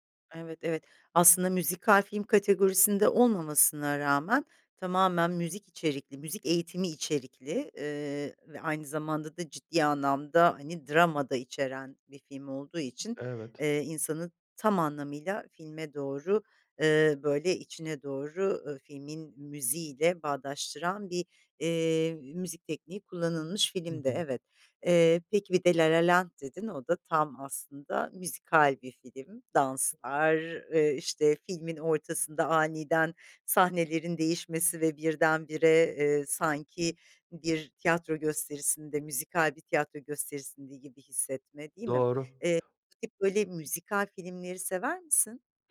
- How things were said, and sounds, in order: other background noise
- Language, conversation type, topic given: Turkish, podcast, Müzik filmle buluştuğunda duygularınız nasıl etkilenir?